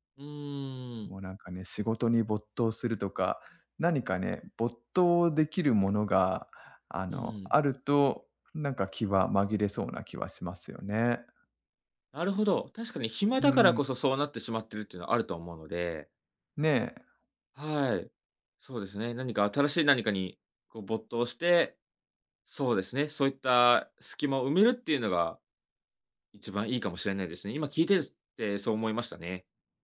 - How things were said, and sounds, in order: none
- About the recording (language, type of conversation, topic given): Japanese, advice, SNSで元パートナーの投稿を見てしまい、つらさが消えないのはなぜですか？